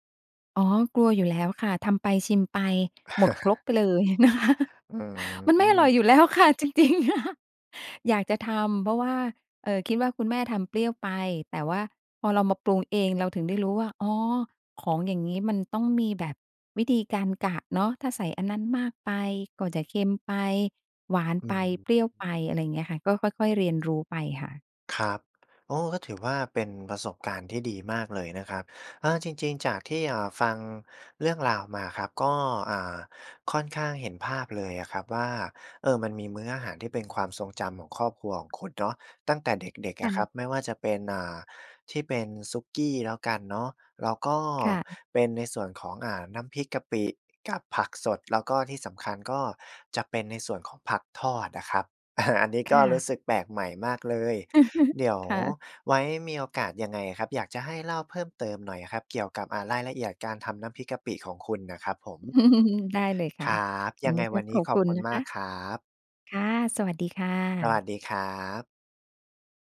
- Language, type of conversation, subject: Thai, podcast, คุณมีความทรงจำเกี่ยวกับมื้ออาหารของครอบครัวที่ประทับใจบ้างไหม?
- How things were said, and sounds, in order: chuckle; laughing while speaking: "นะคะ"; chuckle; laughing while speaking: "อา"; chuckle; laughing while speaking: "อืม"